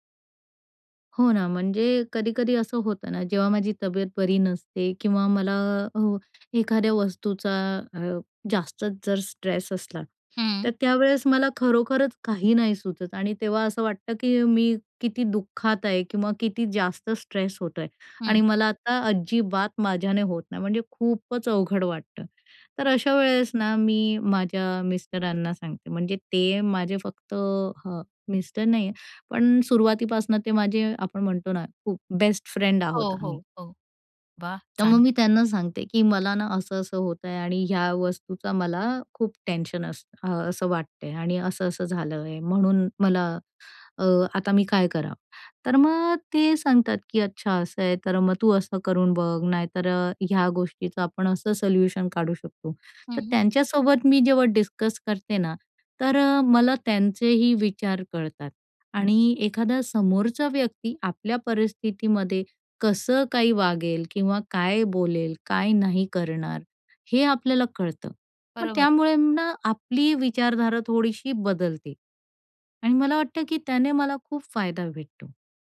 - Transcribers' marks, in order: other background noise; in English: "स्ट्रेस"; in English: "फ्रेंड"; in English: "सल्यूशन"; in English: "डिस्कस"
- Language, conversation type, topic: Marathi, podcast, तुम्हाला सगळं जड वाटत असताना तुम्ही स्वतःला प्रेरित कसं ठेवता?